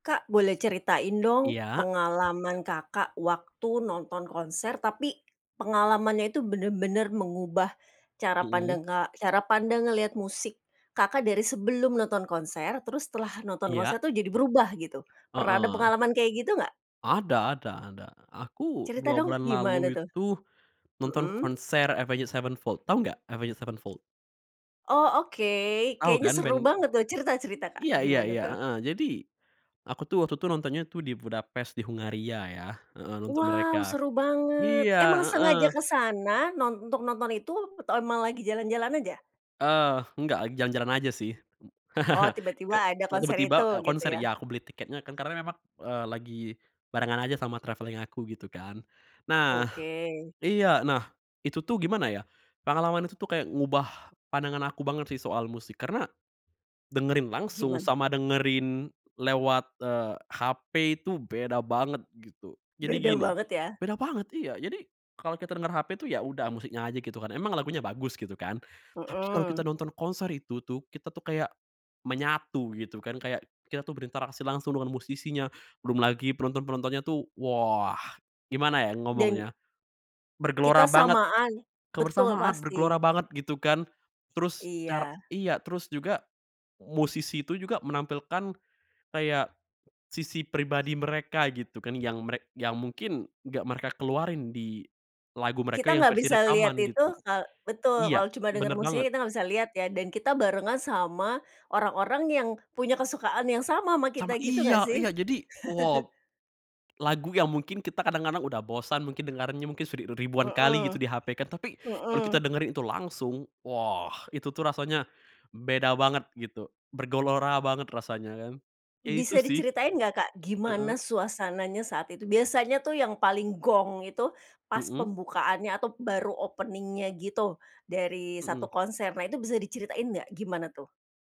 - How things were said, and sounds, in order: tapping; laugh; in English: "travelling"; other background noise; chuckle; in English: "opening-nya"
- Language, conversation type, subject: Indonesian, podcast, Pengalaman konser apa yang pernah mengubah cara pandangmu tentang musik?